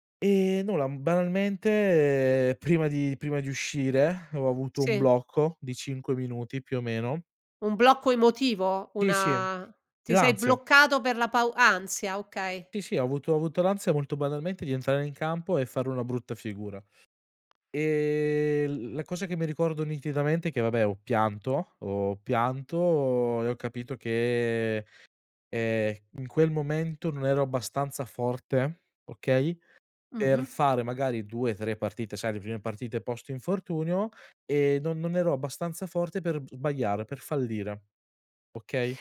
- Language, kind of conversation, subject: Italian, podcast, Come affronti la paura di sbagliare una scelta?
- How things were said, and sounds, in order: none